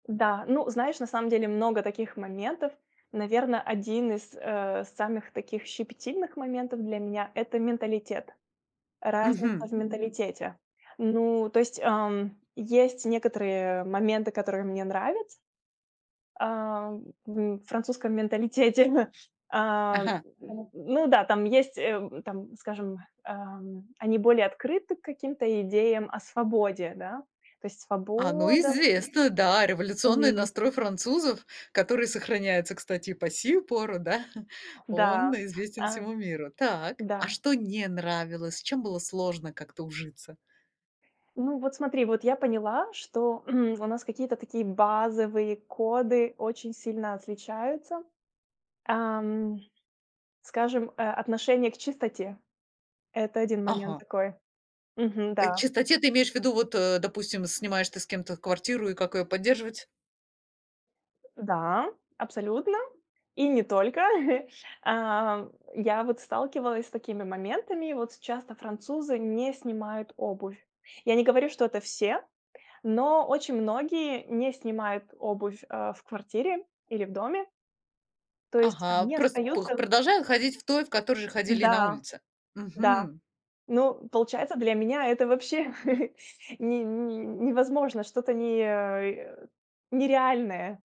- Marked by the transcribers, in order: laughing while speaking: "менталитете"; chuckle; throat clearing; chuckle; other background noise; chuckle
- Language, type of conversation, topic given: Russian, podcast, Был ли в твоей жизни момент, когда тебе пришлось начать всё заново?